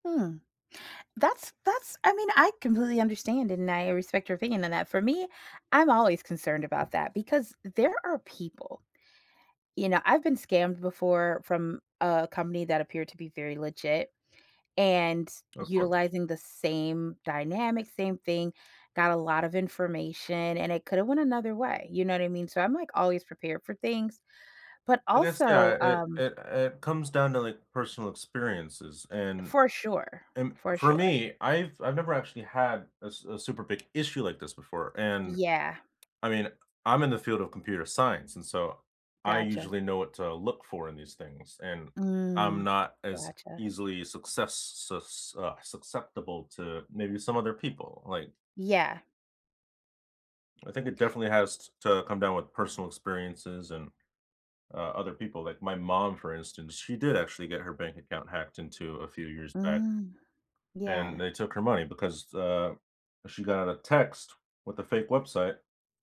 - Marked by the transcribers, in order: other background noise; drawn out: "Mm"; "susceptible" said as "succeptible"
- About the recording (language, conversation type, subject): English, unstructured, What do you think about companies tracking what you do online?